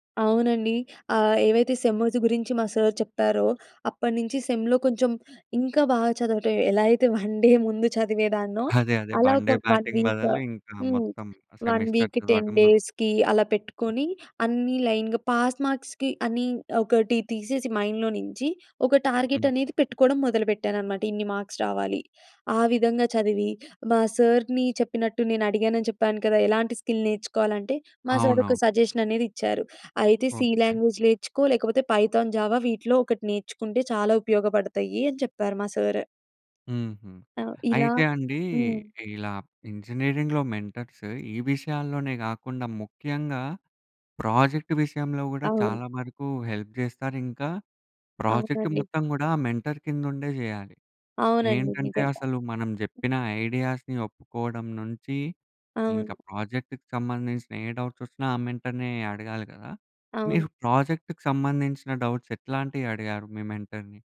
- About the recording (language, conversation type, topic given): Telugu, podcast, నువ్వు మెంటర్‌ను ఎలాంటి ప్రశ్నలు అడుగుతావు?
- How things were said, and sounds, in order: in English: "సెమూస్"; in English: "సర్"; in English: "సెమ్‌లో"; giggle; in English: "వన్ డే"; in English: "వన్ వీక్"; in English: "వన్ డే బ్యాటింగ్"; in English: "వన్ వీక్‌కి, టెన్ డేస్‌కి"; in English: "సెమిస్టర్"; in English: "లైన్‌గా, పాస్ మార్క్స్‌కి"; in English: "మైండ్‌లో"; in English: "టార్గెట్"; in English: "మార్క్స్"; in English: "సర్‌ని"; in English: "స్కిల్"; in English: "సర్"; in English: "సజెషన్"; in English: "సి లాంగ్వేజ్"; in English: "పైథాన్, జావా"; in English: "సర్"; in English: "ఇంజనీరింగ్‌లో మెంటర్స్"; in English: "ప్రాజెక్ట్"; in English: "హెల్ప్"; in English: "ప్రాజెక్ట్"; in English: "మెంటర్"; in English: "ఐడియాస్‌ని"; in English: "డౌట్స్"; in English: "మెంటర్‌నే"; in English: "డౌట్స్"; in English: "మెంటర్‌ని?"